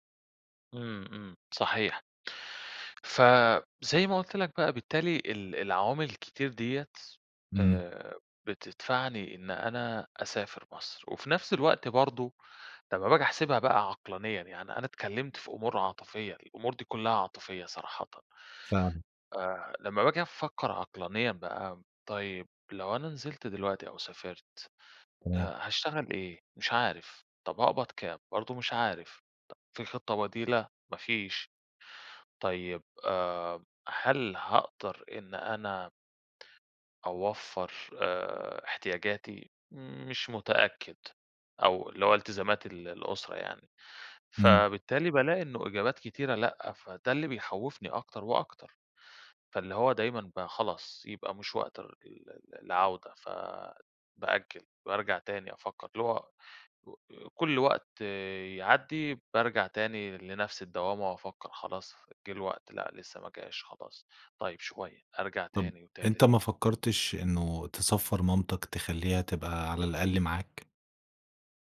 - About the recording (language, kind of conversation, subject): Arabic, advice, إيه اللي أنسب لي: أرجع بلدي ولا أفضل في البلد اللي أنا فيه دلوقتي؟
- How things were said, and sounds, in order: unintelligible speech; tsk